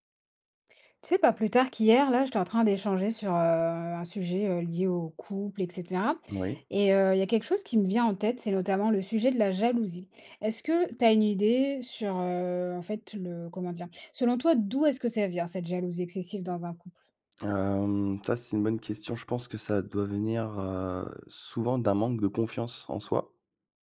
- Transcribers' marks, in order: none
- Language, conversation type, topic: French, unstructured, Que penses-tu des relations où l’un des deux est trop jaloux ?